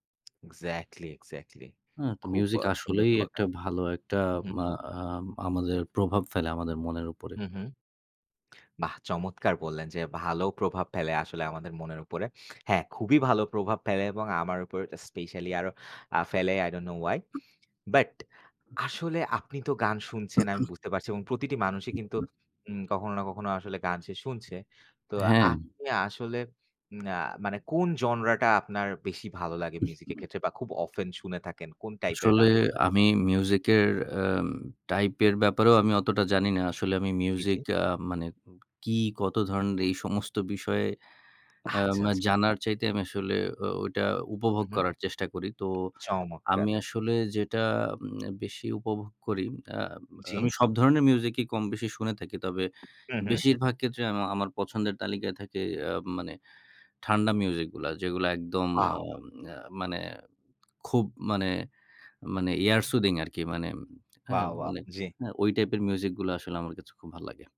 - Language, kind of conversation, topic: Bengali, unstructured, সঙ্গীত আপনার জীবনে কী ভূমিকা পালন করে?
- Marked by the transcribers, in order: other background noise; in English: "আই ডোন্ট নো হোয়াই"; throat clearing; tapping; in English: "অফেন"; lip smack; in English: "এয়ার সুদিং"